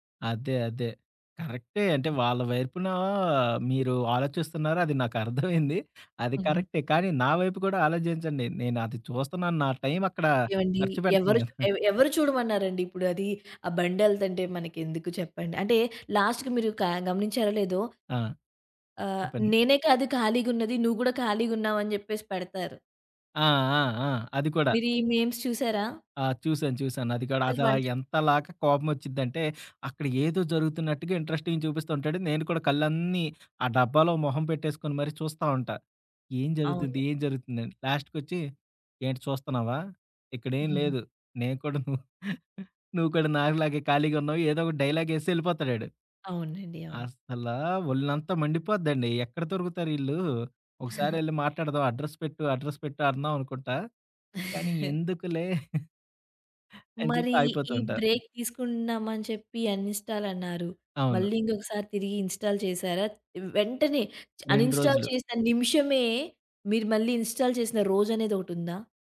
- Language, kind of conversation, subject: Telugu, podcast, స్మార్ట్‌ఫోన్ లేదా సామాజిక మాధ్యమాల నుంచి కొంత విరామం తీసుకోవడం గురించి మీరు ఎలా భావిస్తారు?
- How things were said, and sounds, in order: other background noise; in English: "లాస్ట్‌కి"; in English: "మేమ్స్"; in English: "ఇంట్రెస్టింగ్"; in English: "లాస్ట్‌కొచ్చి"; giggle; chuckle; giggle; in English: "అడ్రస్"; in English: "అడ్రస్"; giggle; chuckle; in English: "బ్రేక్"; in English: "ఇన్‌స్టాల్"; in English: "అన్‌ఇన్‌స్టాల్"; in English: "ఇన్‌స్టాల్"